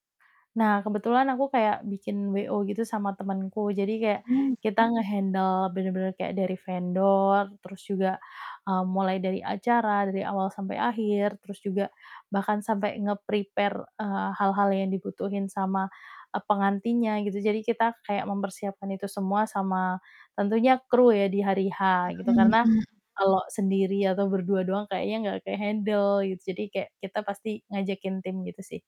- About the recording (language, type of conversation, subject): Indonesian, podcast, Kebiasaan akhir pekan di rumah apa yang paling kamu sukai?
- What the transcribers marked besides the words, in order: distorted speech; other background noise; in English: "nge-handle"; in English: "nge-prepare"; in English: "ke-handle"